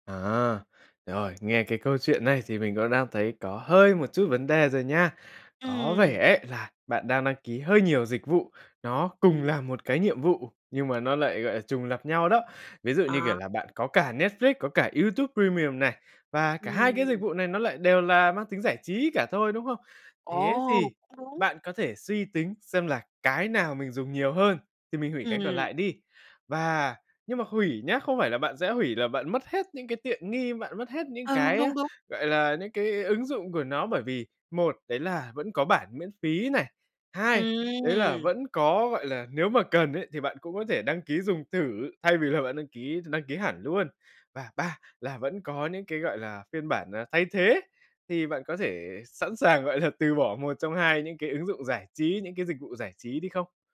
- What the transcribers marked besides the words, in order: tapping; laughing while speaking: "vì là"; laughing while speaking: "gọi là"
- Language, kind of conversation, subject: Vietnamese, advice, Làm thế nào để quản lý các dịch vụ đăng ký nhỏ đang cộng dồn thành chi phí đáng kể?